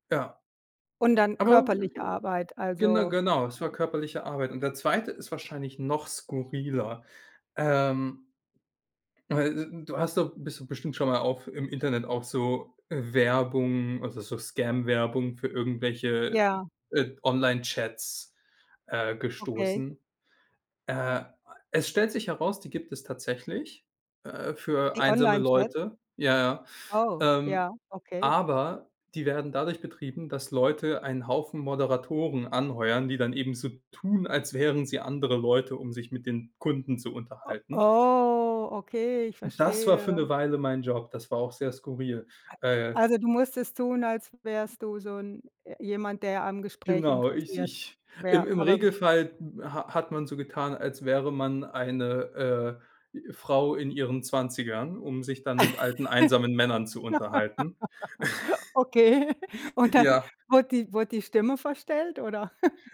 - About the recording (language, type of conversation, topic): German, unstructured, Was war der ungewöhnlichste Job, den du je hattest?
- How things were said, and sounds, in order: other background noise; surprised: "O Oh, okay, ich verstehe"; drawn out: "Oh"; laugh; laughing while speaking: "Okay. Und dann"; chuckle; chuckle